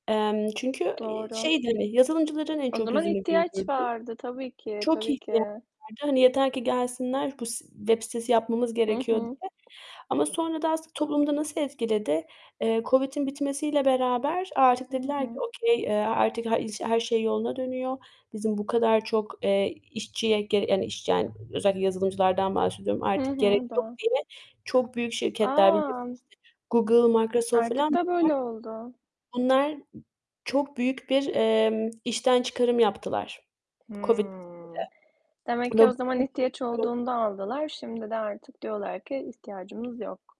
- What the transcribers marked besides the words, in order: other background noise; tapping; distorted speech; in English: "okay"; static; unintelligible speech
- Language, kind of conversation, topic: Turkish, unstructured, Pandemi süreci toplumda ne gibi değişikliklere yol açtı?